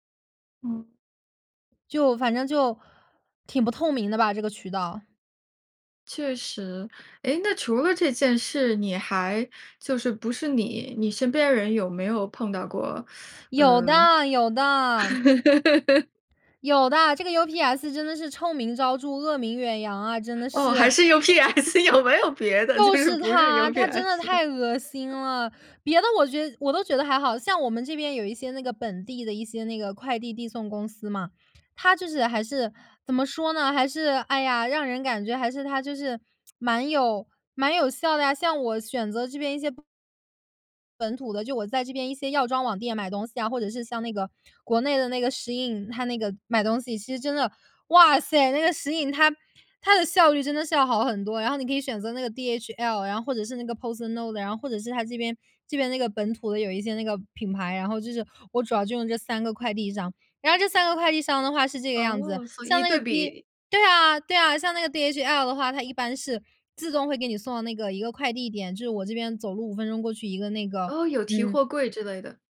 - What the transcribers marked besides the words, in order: laugh; laughing while speaking: "还是UPS，有没有别的？就是不是UPS"
- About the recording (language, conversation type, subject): Chinese, podcast, 你有没有遇到过网络诈骗，你是怎么处理的？